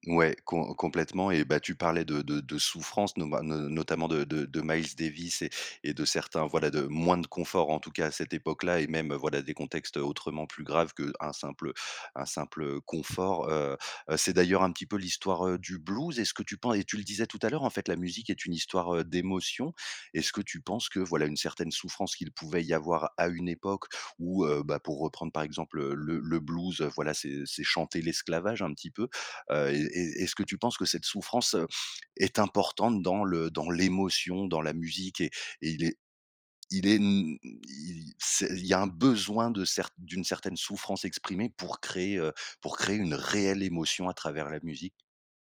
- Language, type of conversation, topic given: French, podcast, Quel album emmènerais-tu sur une île déserte ?
- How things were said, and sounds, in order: stressed: "l'émotion"; stressed: "besoin"; stressed: "réelle"